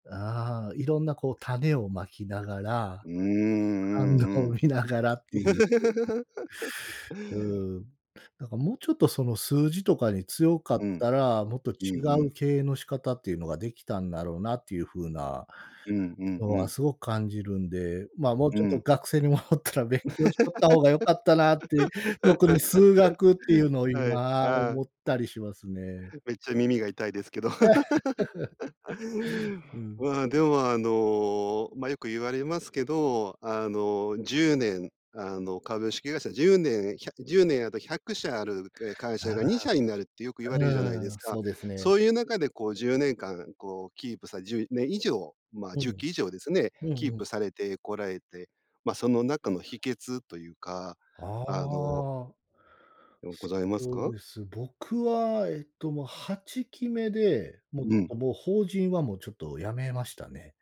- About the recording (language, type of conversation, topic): Japanese, podcast, 人生でいちばん幸せだったのは、どんなときですか？
- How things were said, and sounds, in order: laughing while speaking: "反応を"; unintelligible speech; laugh; laughing while speaking: "戻ったら"; laugh; other background noise; laugh; tapping